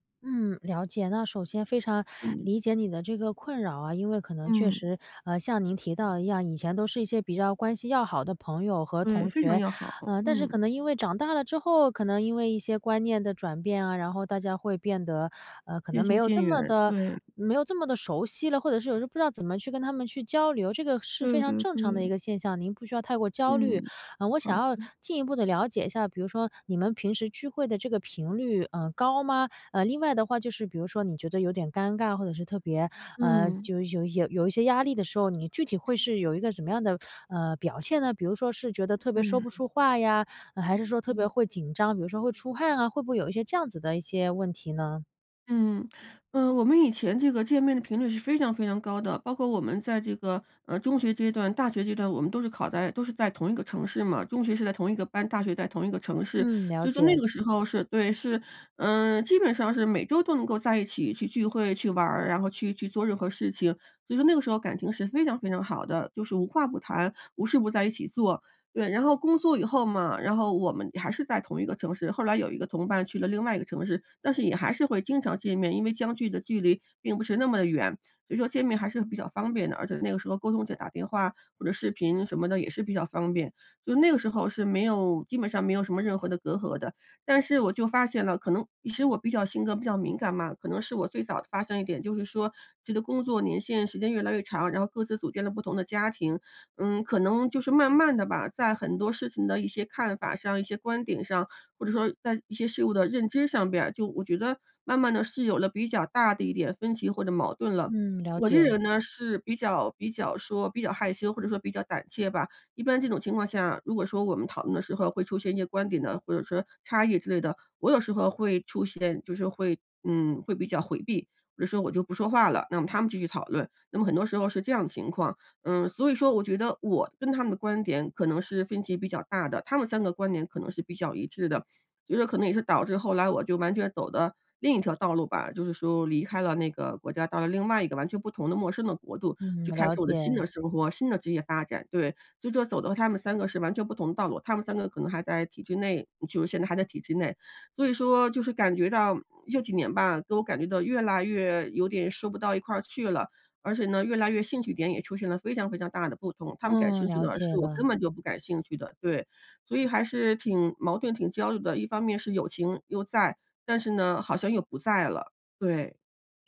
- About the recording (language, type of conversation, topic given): Chinese, advice, 参加聚会时我总是很焦虑，该怎么办？
- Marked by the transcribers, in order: other background noise